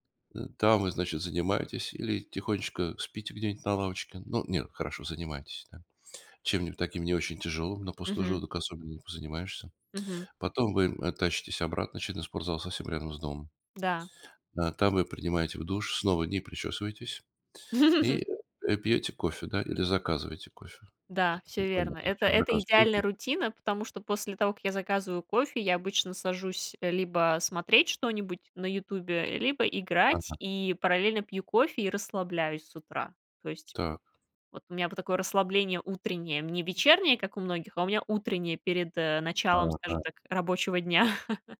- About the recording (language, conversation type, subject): Russian, podcast, Как выглядит твоя идеальная утренняя рутина?
- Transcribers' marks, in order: tapping; chuckle; chuckle